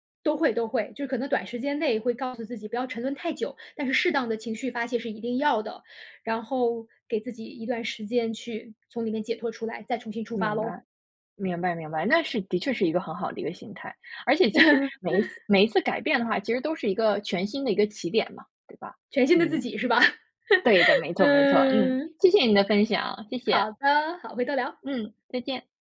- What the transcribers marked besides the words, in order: laugh; chuckle; laughing while speaking: "嗯"; other background noise; joyful: "谢谢你的分享，谢谢"; joyful: "好的，好，回头聊"
- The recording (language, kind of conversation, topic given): Chinese, podcast, 什么事情会让你觉得自己必须改变？